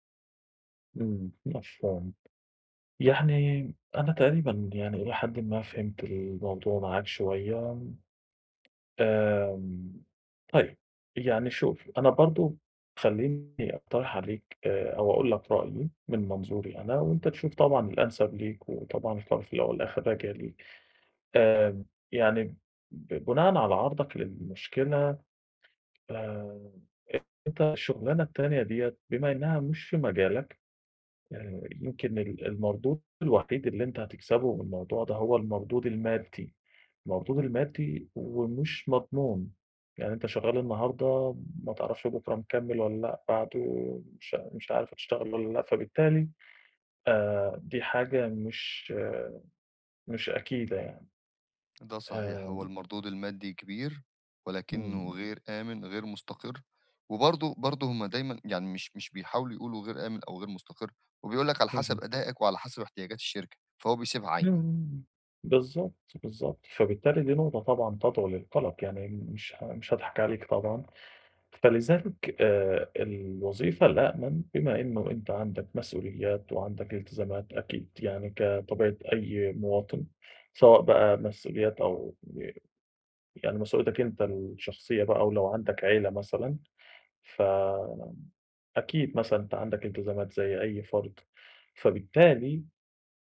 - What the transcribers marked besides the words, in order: tapping
- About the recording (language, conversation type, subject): Arabic, advice, ازاي أوازن بين طموحي ومسؤولياتي دلوقتي عشان ما أندمش بعدين؟